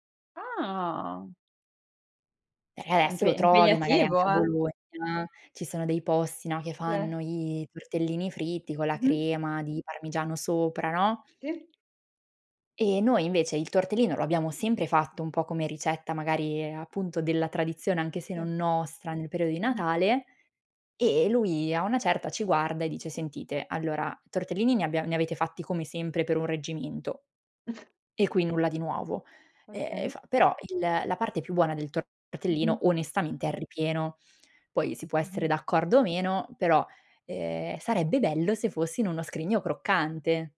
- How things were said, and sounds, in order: drawn out: "Ah"; other background noise; chuckle
- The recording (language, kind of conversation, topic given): Italian, podcast, Come si tramandano le ricette nella tua famiglia?
- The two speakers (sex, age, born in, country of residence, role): female, 25-29, Italy, France, guest; female, 25-29, Italy, Italy, host